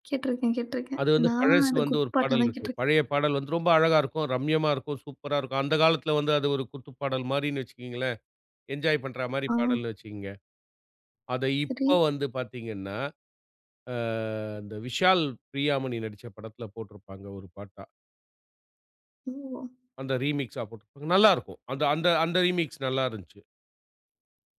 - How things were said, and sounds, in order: in English: "என்ஜாய்"; tapping; in English: "ரீமிக்ஸ்சா"; in English: "ரீமிக்ஸ்"
- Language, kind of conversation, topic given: Tamil, podcast, மழை நாளுக்கான இசைப் பட்டியல் என்ன?